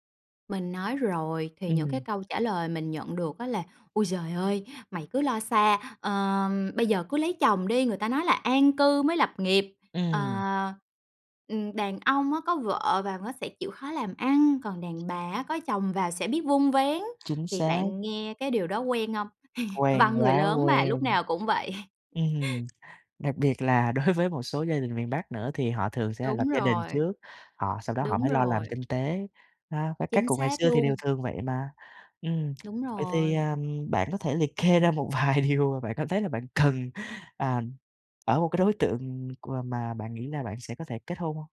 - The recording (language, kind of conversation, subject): Vietnamese, advice, Làm thế nào để nói chuyện với gia đình khi bị giục cưới dù tôi chưa sẵn sàng?
- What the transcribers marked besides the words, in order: other background noise; tapping; chuckle; laughing while speaking: "đối"; chuckle; tsk; "của" said as "cùa"